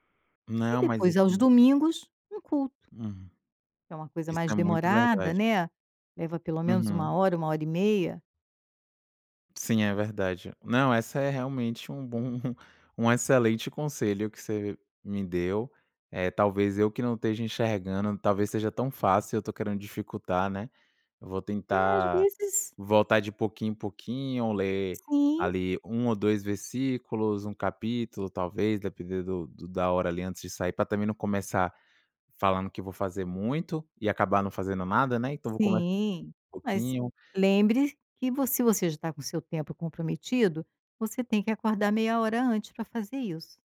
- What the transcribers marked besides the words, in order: none
- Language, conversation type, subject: Portuguese, advice, Como a perda de fé ou uma crise espiritual está afetando o sentido da sua vida?